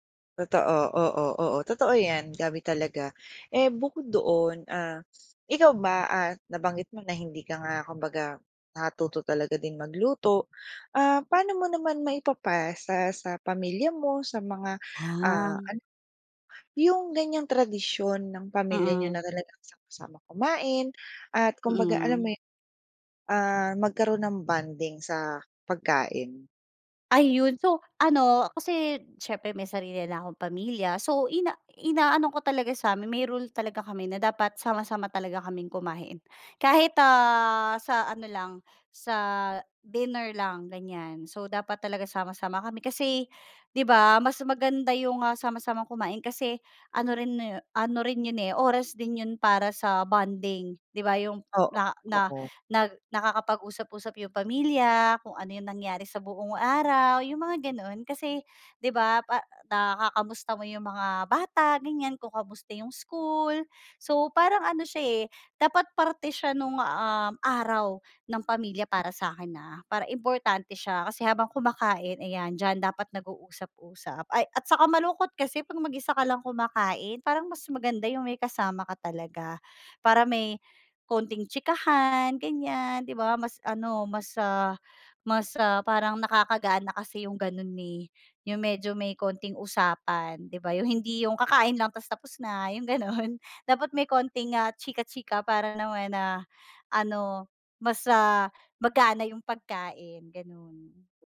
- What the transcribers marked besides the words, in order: chuckle
- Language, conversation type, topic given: Filipino, podcast, Ano ang kuwento sa likod ng paborito mong ulam sa pamilya?